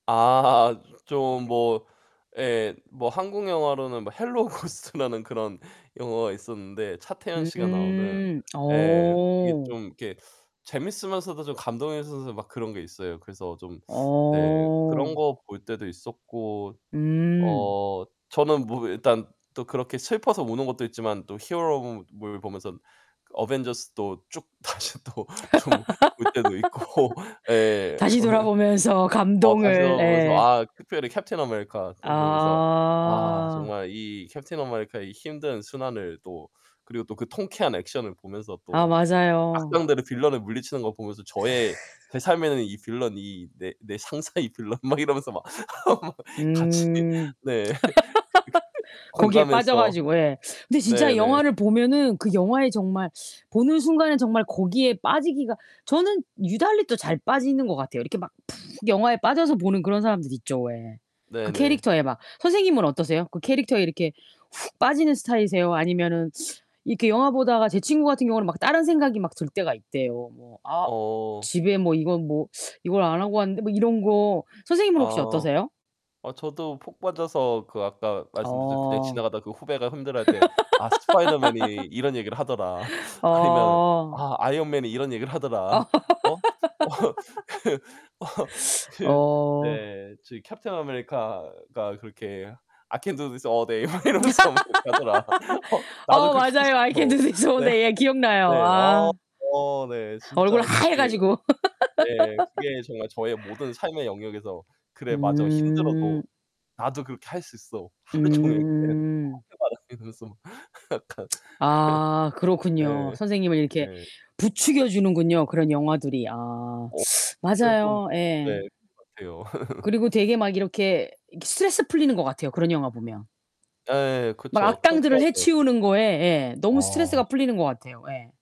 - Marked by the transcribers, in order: laugh; other background noise; laughing while speaking: "고스트라는"; distorted speech; "감동이면서" said as "감동에서서"; laughing while speaking: "다시 또 좀"; tapping; laugh; laughing while speaking: "있고"; other noise; laughing while speaking: "상사"; laugh; laughing while speaking: "같이 네. 그렇게"; teeth sucking; laugh; laugh; teeth sucking; laughing while speaking: "어 그 어 그"; in English: "I can do this all day"; laugh; in English: "I can do this all day"; laughing while speaking: "막 이러면서 하더라. 어 나도 그렇게 하고 싶어. 네"; laugh; laughing while speaking: "하루종일.' 네"; tsk; unintelligible speech; laughing while speaking: "약간"; laugh; teeth sucking; laugh
- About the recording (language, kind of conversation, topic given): Korean, unstructured, 드라마 속 인물 중에서 가장 공감이 가는 사람은 누구예요?